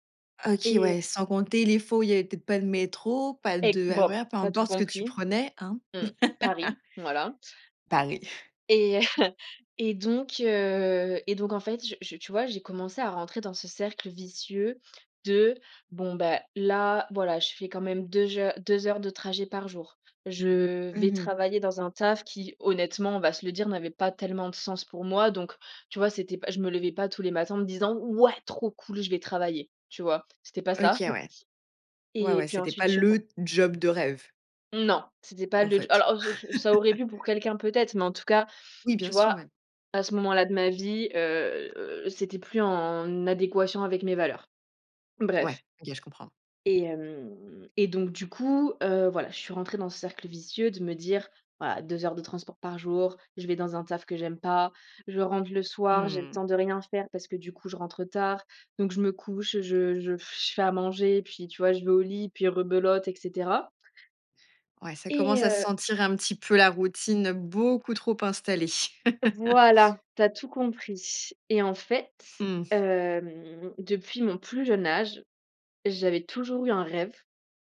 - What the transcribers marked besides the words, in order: laugh; chuckle; laughing while speaking: "heu"; "heures" said as "jeur"; chuckle; stressed: "le"; laugh; stressed: "beaucoup"; laugh
- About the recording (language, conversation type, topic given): French, podcast, Quand as-tu pris un risque qui a fini par payer ?